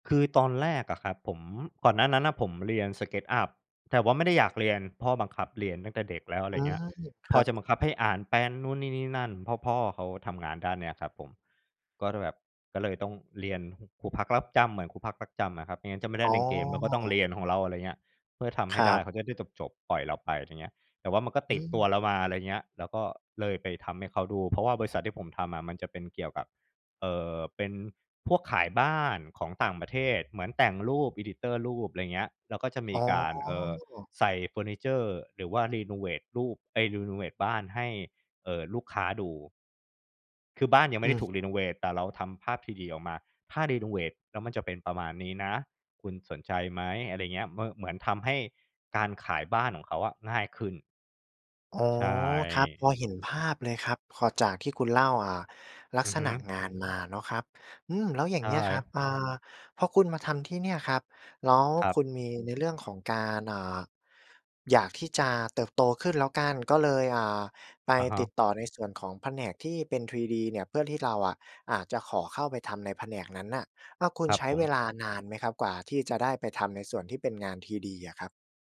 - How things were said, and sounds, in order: in English: "เอดิเตอร์"
- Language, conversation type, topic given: Thai, podcast, งานแบบไหนที่ทำให้คุณรู้สึกเติมเต็ม?